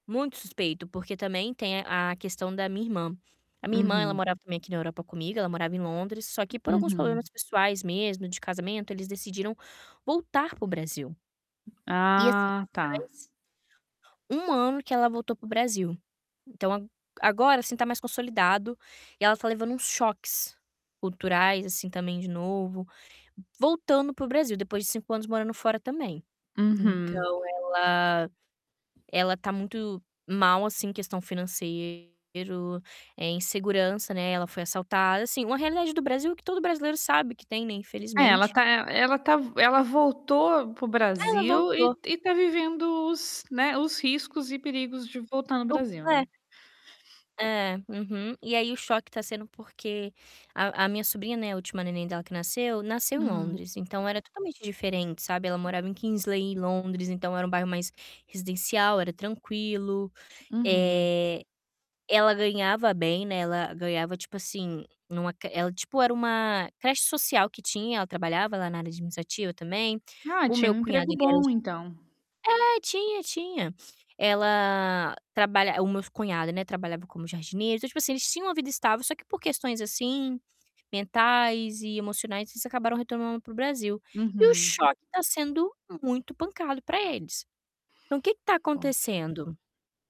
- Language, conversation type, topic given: Portuguese, advice, Como costumam ser as discussões sobre apoio financeiro entre membros da família?
- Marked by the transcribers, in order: static; tapping; distorted speech; unintelligible speech